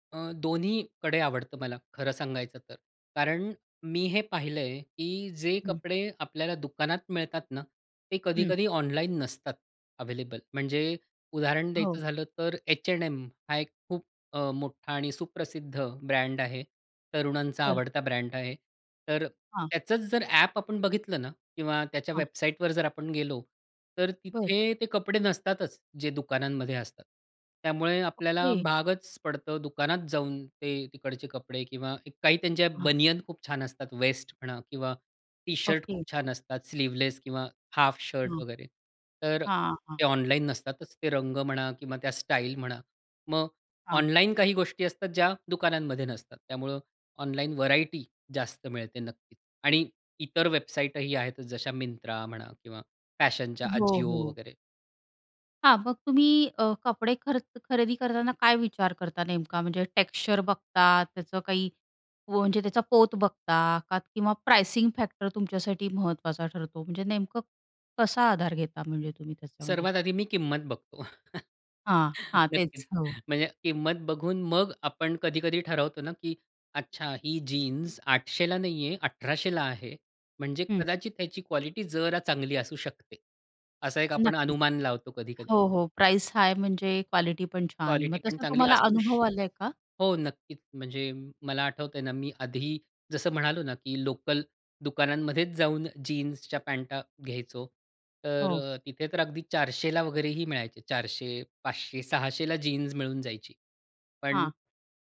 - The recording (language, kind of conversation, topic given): Marathi, podcast, सामाजिक माध्यमांमुळे तुमची कपड्यांची पसंती बदलली आहे का?
- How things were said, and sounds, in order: other background noise; tapping; in English: "स्लीवलेस"; other noise; in English: "प्राइसिंग फॅक्टर"; chuckle; in English: "प्राईस हाय"